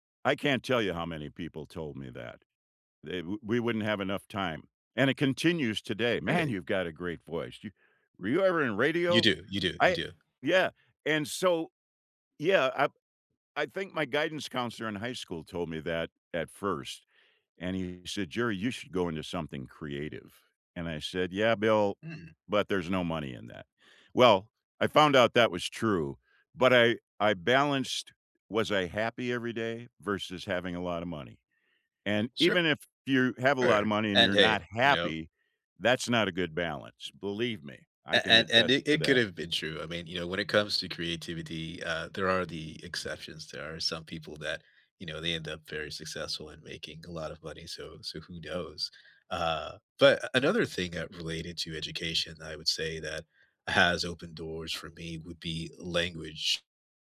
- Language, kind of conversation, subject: English, unstructured, How has education opened doors for you, and who helped you step through them?
- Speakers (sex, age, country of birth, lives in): male, 50-54, United States, United States; male, 70-74, United States, United States
- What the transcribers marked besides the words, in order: other background noise